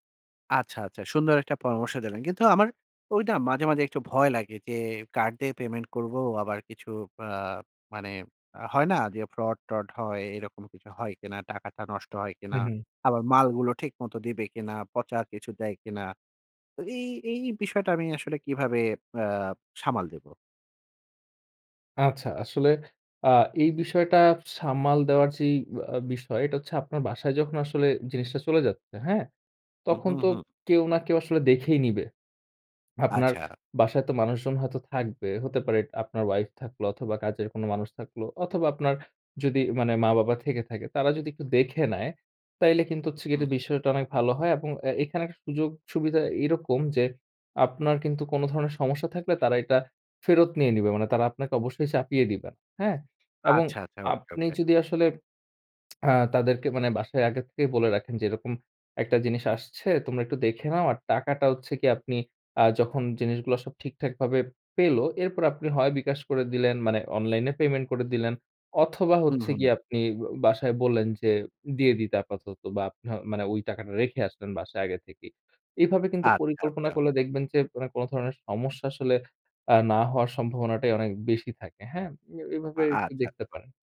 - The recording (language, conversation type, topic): Bengali, advice, দৈনন্দিন ছোটখাটো দায়িত্বেও কেন আপনার অতিরিক্ত চাপ অনুভূত হয়?
- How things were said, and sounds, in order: tapping; other background noise; lip smack